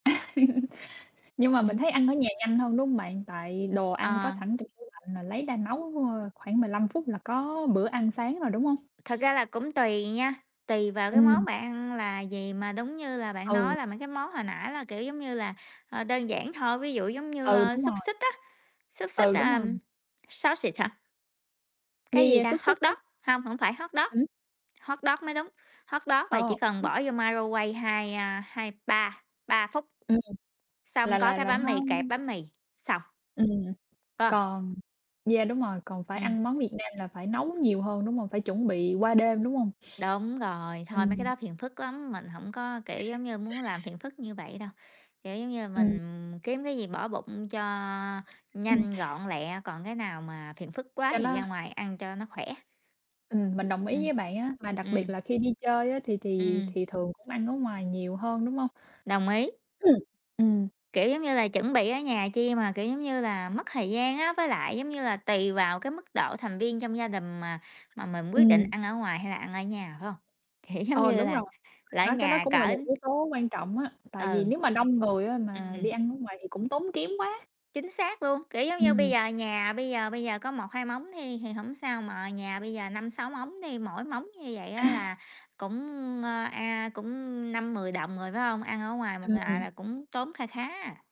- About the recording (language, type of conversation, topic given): Vietnamese, unstructured, Giữa ăn sáng ở nhà và ăn sáng ngoài tiệm, bạn sẽ chọn cách nào?
- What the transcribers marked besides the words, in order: laugh; other background noise; in English: "sausage"; in English: "Hot dog?"; in English: "hot dog. Hot dog"; in English: "hot dog"; unintelligible speech; in English: "microwave"; tapping; laughing while speaking: "Kiểu giống như là"; laugh